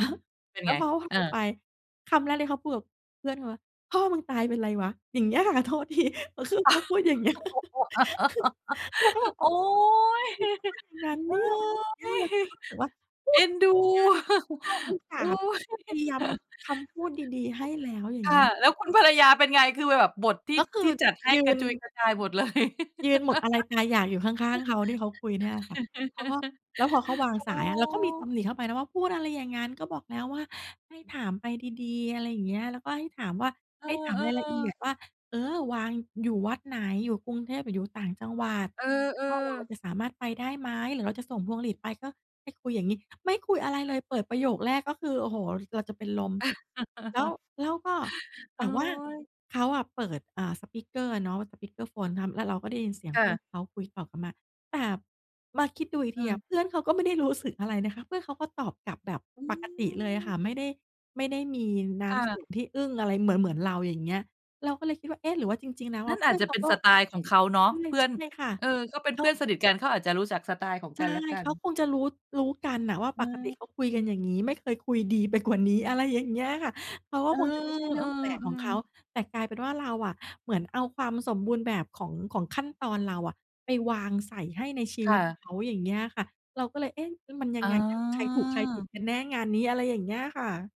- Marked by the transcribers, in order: laughing while speaking: "ค่ะ โทษที"; laugh; laughing while speaking: "อย่างเงี้ย"; laugh; chuckle; put-on voice: "เราก็แบบ"; chuckle; chuckle; laugh; laugh; chuckle; drawn out: "อืม"
- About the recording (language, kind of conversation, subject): Thai, advice, จะยอมรับความไม่สมบูรณ์ได้อย่างไรเมื่อกลัวความผิดพลาดและไม่กล้าลงมือ?